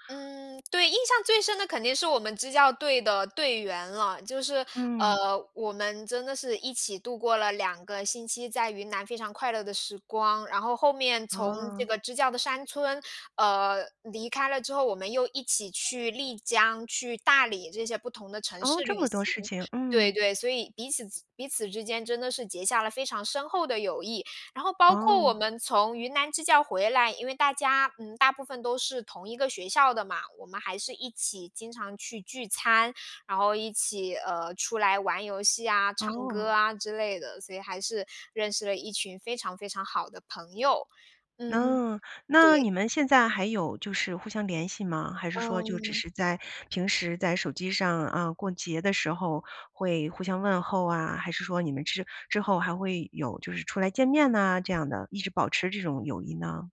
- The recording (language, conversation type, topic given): Chinese, podcast, 有没有那么一首歌，一听就把你带回过去？
- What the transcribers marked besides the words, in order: other background noise